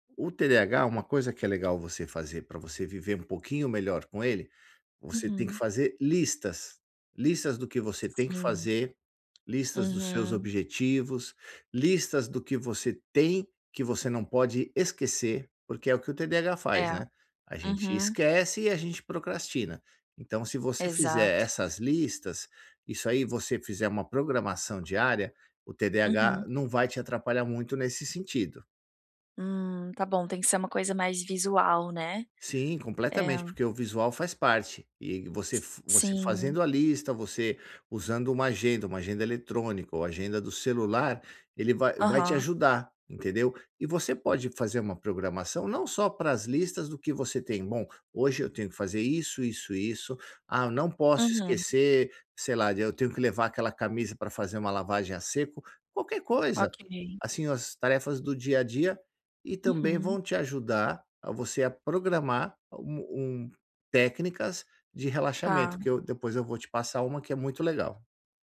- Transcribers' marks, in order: tapping
- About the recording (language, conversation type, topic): Portuguese, advice, Como posso me manter motivado(a) para fazer práticas curtas todos os dias?